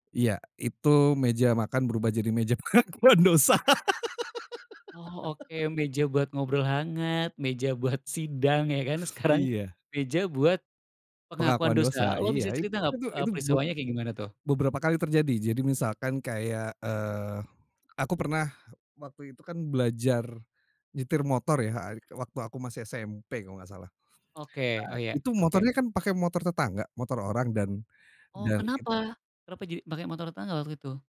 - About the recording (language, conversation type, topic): Indonesian, podcast, Apa kebiasaan kecil yang membuat rumah terasa hangat?
- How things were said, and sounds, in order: laughing while speaking: "pengakuan dosa"; laugh